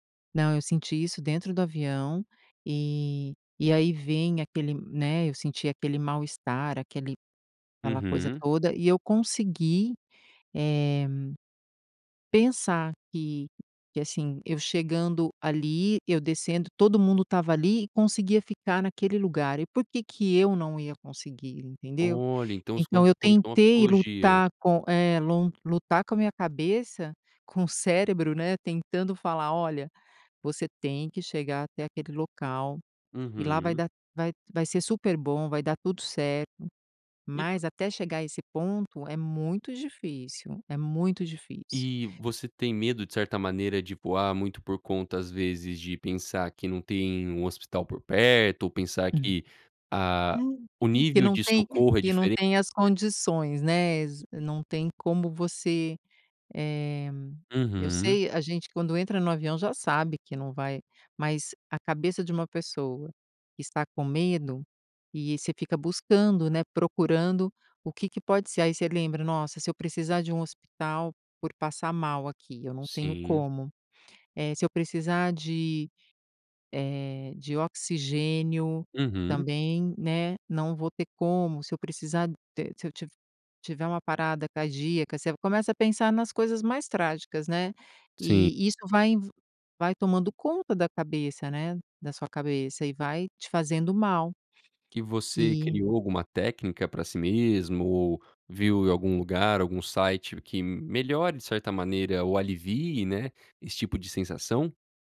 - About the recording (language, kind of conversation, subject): Portuguese, podcast, Quando foi a última vez em que você sentiu medo e conseguiu superá-lo?
- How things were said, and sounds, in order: tapping; other background noise; gasp